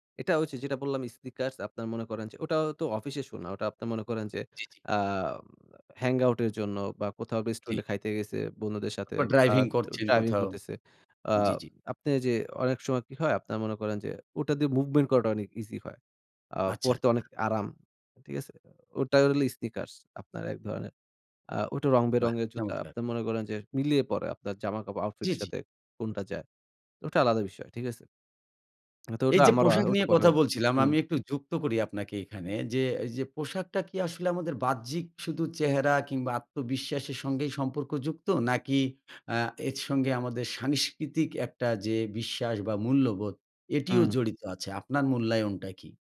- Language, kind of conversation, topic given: Bengali, podcast, আপনার মতে পোশাকের সঙ্গে আত্মবিশ্বাসের সম্পর্ক কেমন?
- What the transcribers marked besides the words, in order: unintelligible speech